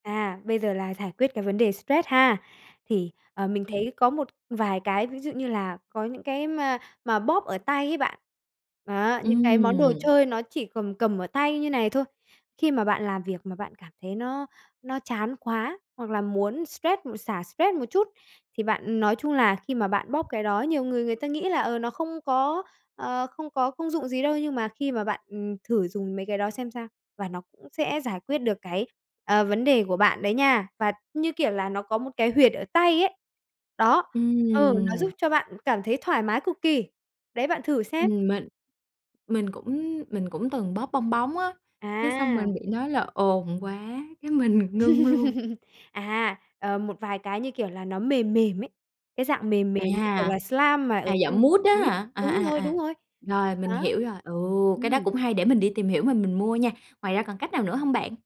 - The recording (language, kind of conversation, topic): Vietnamese, advice, Làm sao ứng phó khi công ty tái cấu trúc khiến đồng nghiệp nghỉ việc và môi trường làm việc thay đổi?
- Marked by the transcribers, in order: other background noise; tapping; laugh; in English: "slime"